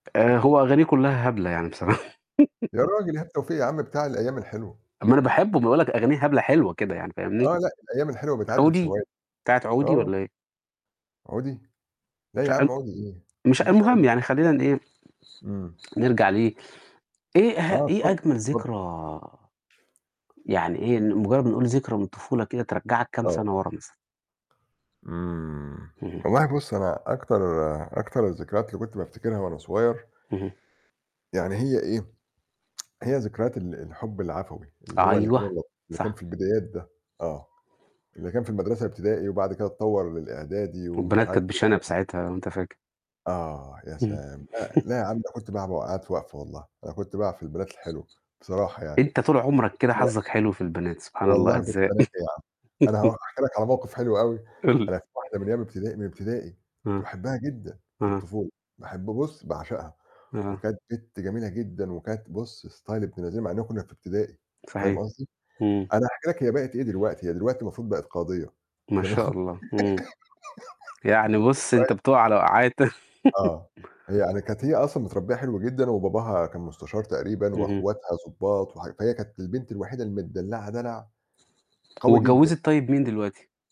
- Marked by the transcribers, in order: laugh; tapping; other background noise; unintelligible speech; tsk; unintelligible speech; unintelligible speech; chuckle; unintelligible speech; unintelligible speech; static; laugh; unintelligible speech; distorted speech; in English: "ستايل"; laugh; unintelligible speech; laugh
- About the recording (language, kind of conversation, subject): Arabic, unstructured, إيه أحلى ذكرى من طفولتك وليه مش قادر/ة تنساها؟